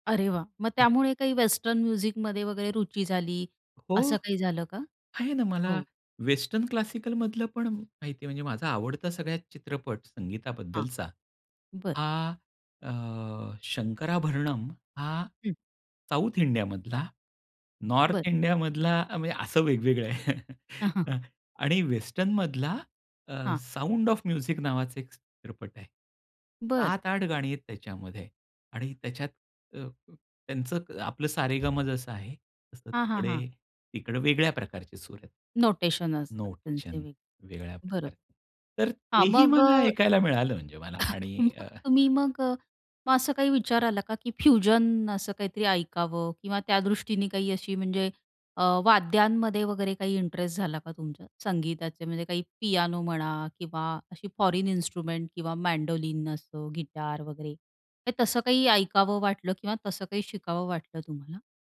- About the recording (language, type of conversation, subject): Marathi, podcast, तुला संगीताचा शोध घ्यायला सुरुवात कशी झाली?
- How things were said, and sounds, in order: other background noise; in English: "म्युझिकमध्ये"; chuckle; tapping; unintelligible speech